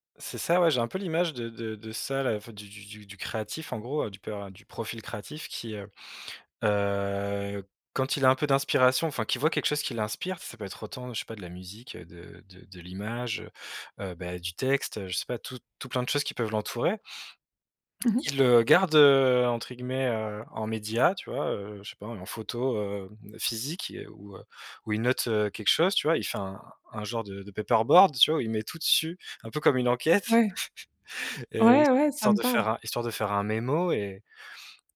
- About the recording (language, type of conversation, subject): French, advice, Comment la fatigue et le manque d’énergie sabotent-ils votre élan créatif régulier ?
- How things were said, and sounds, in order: in English: "paperboard"; chuckle